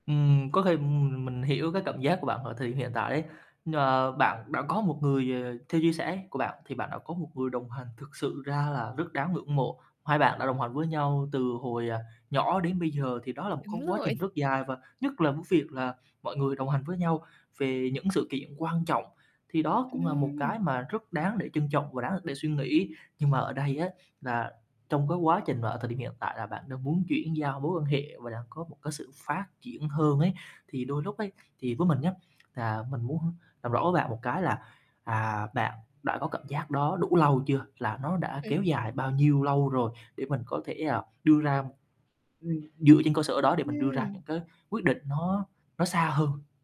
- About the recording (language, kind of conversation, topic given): Vietnamese, advice, Tôi có tình cảm với bạn thân và sợ mất tình bạn, tôi nên làm gì?
- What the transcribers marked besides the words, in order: tapping; horn; static